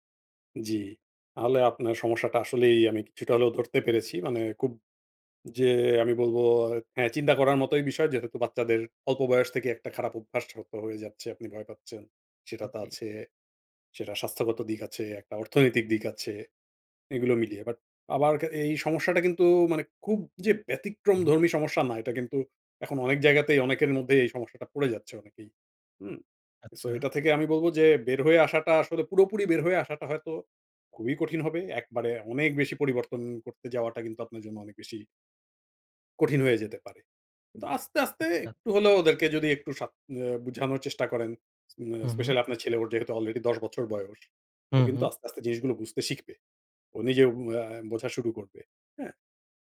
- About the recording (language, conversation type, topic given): Bengali, advice, বাচ্চাদের সামনে স্বাস্থ্যকর খাওয়ার আদর্শ দেখাতে পারছি না, খুব চাপে আছি
- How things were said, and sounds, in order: "তাহলে" said as "আহলে"